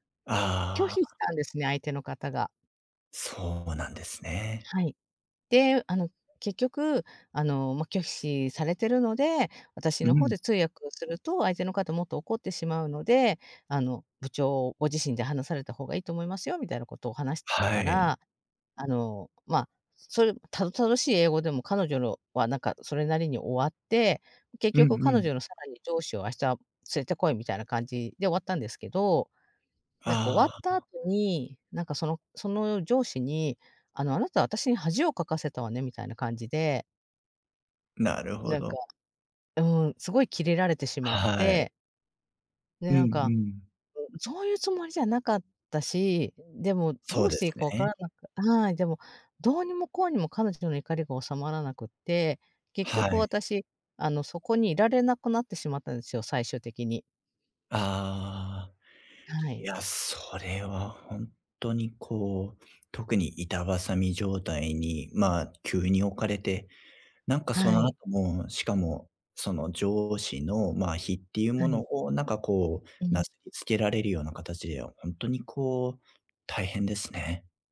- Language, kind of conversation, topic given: Japanese, advice, 子どもの頃の出来事が今の行動に影響しているパターンを、どうすれば変えられますか？
- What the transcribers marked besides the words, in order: other background noise; tapping